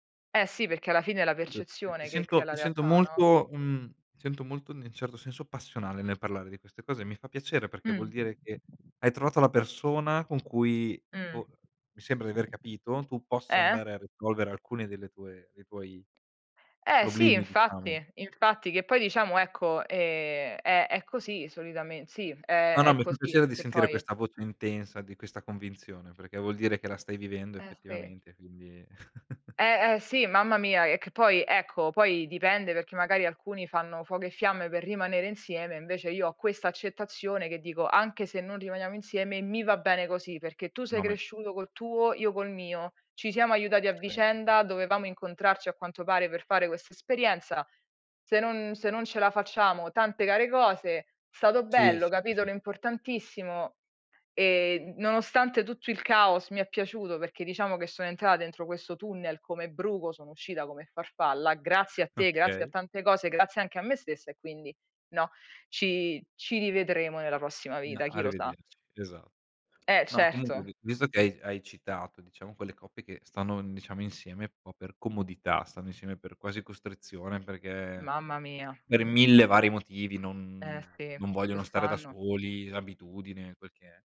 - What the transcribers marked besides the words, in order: unintelligible speech; other background noise; tapping; drawn out: "ehm"; chuckle; drawn out: "non"
- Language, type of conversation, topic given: Italian, unstructured, Quale sorpresa hai scoperto durante una discussione?